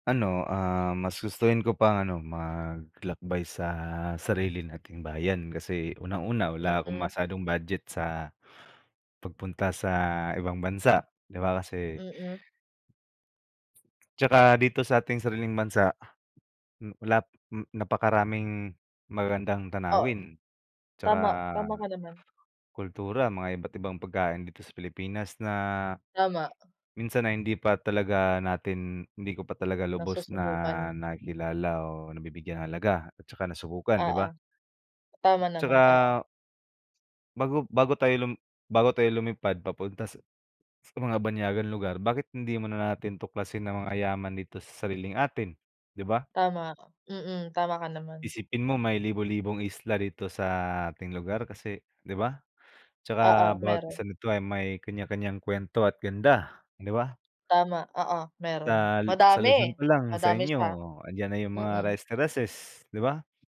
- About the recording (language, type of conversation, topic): Filipino, unstructured, Mas gusto mo bang maglakbay sa ibang bansa o tuklasin ang sarili mong bayan?
- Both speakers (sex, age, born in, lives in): female, 30-34, Philippines, Philippines; male, 25-29, Philippines, Philippines
- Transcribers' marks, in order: none